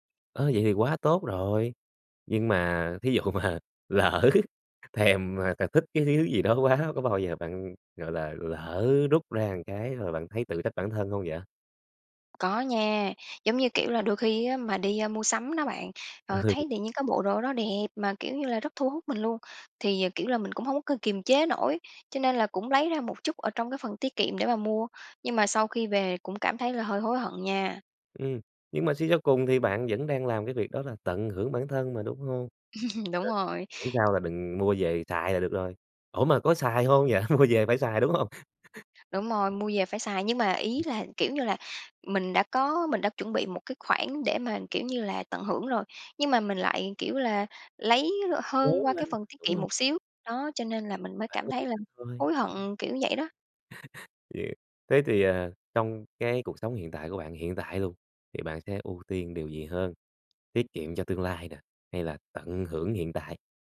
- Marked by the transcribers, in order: laughing while speaking: "dụ mà lỡ thèm"; laughing while speaking: "quá"; tapping; other background noise; chuckle; laughing while speaking: "Mua về"; laughing while speaking: "hông?"; chuckle; chuckle
- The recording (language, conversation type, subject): Vietnamese, podcast, Bạn cân bằng giữa tiết kiệm và tận hưởng cuộc sống thế nào?